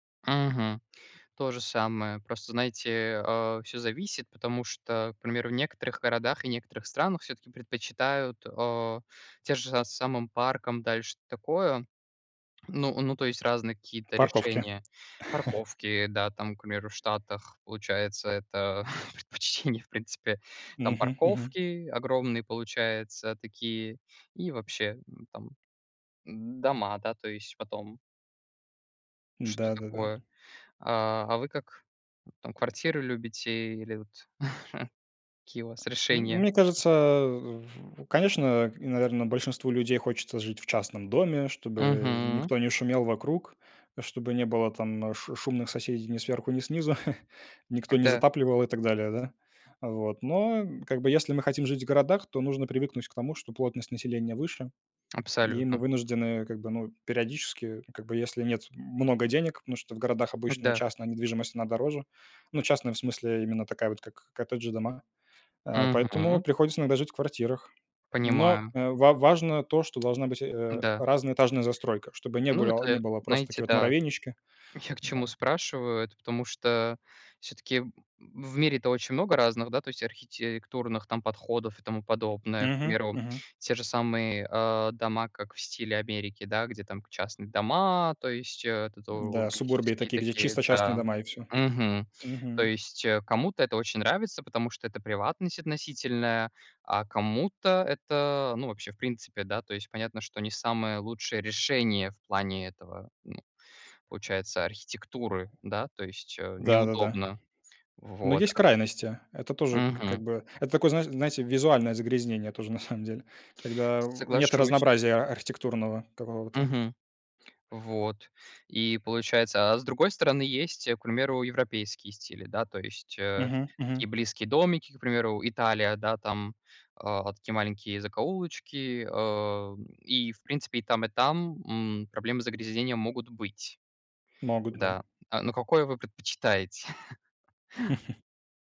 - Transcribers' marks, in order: chuckle; laughing while speaking: "предпочтение"; chuckle; tapping; chuckle; other background noise; laughing while speaking: "Я"; laugh
- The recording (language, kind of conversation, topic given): Russian, unstructured, Что вызывает у вас отвращение в загрязнённом городе?